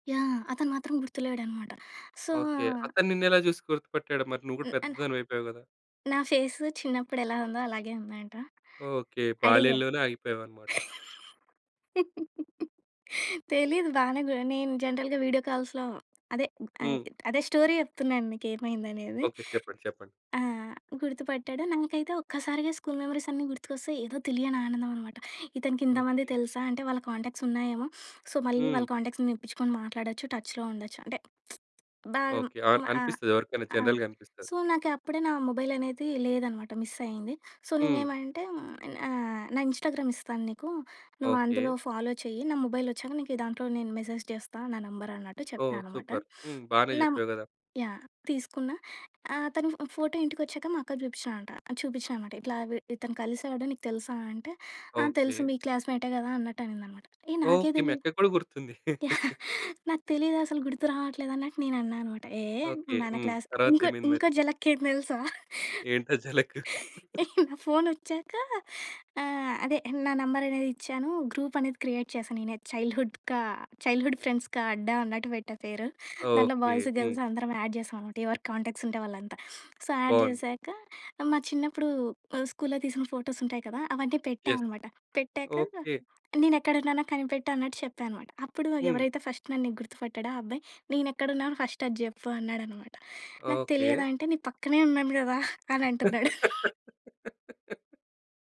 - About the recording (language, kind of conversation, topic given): Telugu, podcast, ఏ రుచి మీకు ఒకప్పటి జ్ఞాపకాన్ని గుర్తుకు తెస్తుంది?
- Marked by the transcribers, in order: in English: "సో"; in English: "ఫేస్"; laugh; in English: "జనరల్‌గా వీడియో కాల్స్‌లో"; in English: "స్టోరీ"; in English: "స్కూల్ మెమోరీస్"; in English: "కాంటాక్ట్స్"; in English: "సో"; in English: "కాంటాక్ట్స్"; in English: "టచ్‌లో"; in English: "జనరల్‌గా"; lip smack; in English: "సో"; in English: "మొబైల్"; in English: "మిస్"; in English: "సో"; in English: "ఇన్‌స్టా‌గ్రామ్"; in English: "ఫాలో"; in English: "మొబైల్"; in English: "మెసేజ్"; in English: "సూపర్"; sniff; chuckle; giggle; in English: "క్లాస్"; giggle; in English: "నంబర్"; giggle; in English: "గ్రూప్"; in English: "క్రియేట్"; in English: "చైల్డ్‌హుడ్"; in English: "చైల్డ్‌హుడ్ ఫ్రెండ్స్‌కా అడ్డా"; in English: "బాయ్స్ గర్ల్స్"; in English: "యాడ్"; in English: "కాంటాక్ట్స్"; in English: "సో యాడ్"; in English: "ఫోటోస్"; in English: "యెస్"; in English: "ఫస్ట్"; in English: "ఫస్ట్"; laugh